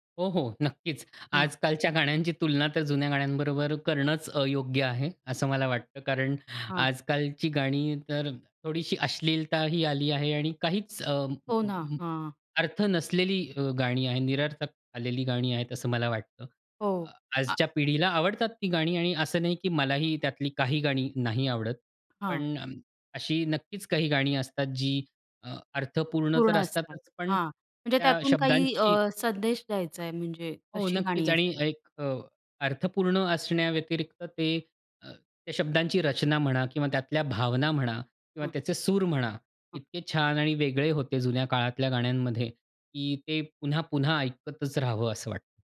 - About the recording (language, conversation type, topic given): Marathi, podcast, काही जुनी गाणी पुन्हा लोकप्रिय का होतात, असं तुम्हाला का वाटतं?
- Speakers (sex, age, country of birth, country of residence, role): female, 35-39, India, India, host; male, 40-44, India, India, guest
- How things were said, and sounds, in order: other background noise; tapping